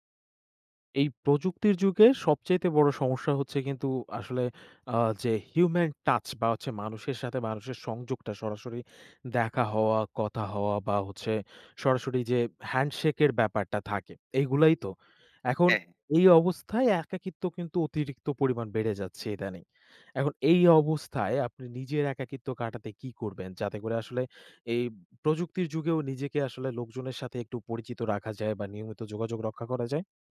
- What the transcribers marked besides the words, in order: in English: "human touch"
- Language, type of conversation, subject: Bengali, podcast, আপনি কীভাবে একাকীত্ব কাটাতে কাউকে সাহায্য করবেন?